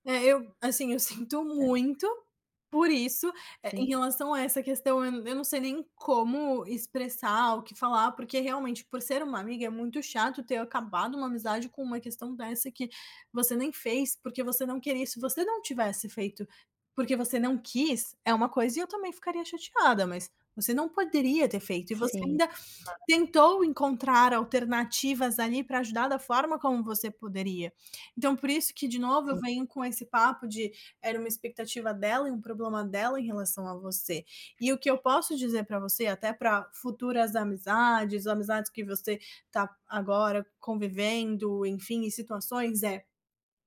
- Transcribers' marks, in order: tapping; other background noise
- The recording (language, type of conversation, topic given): Portuguese, advice, Como posso estabelecer limites sem magoar um amigo que está passando por dificuldades?